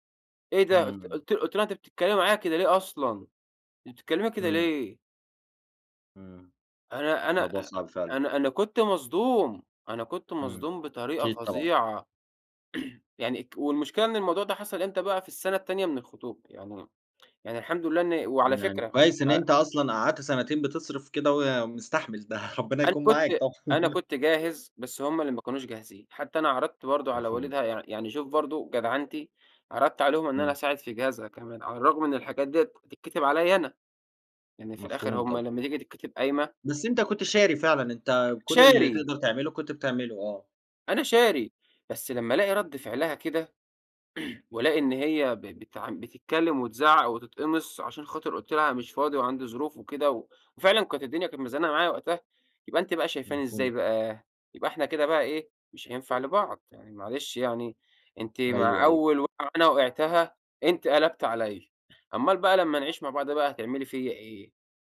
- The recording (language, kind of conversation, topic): Arabic, podcast, إزاي تقدر تبتدي صفحة جديدة بعد تجربة اجتماعية وجعتك؟
- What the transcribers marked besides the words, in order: throat clearing; laughing while speaking: "ده ربنا يكون معاك، طبعًا"; chuckle; throat clearing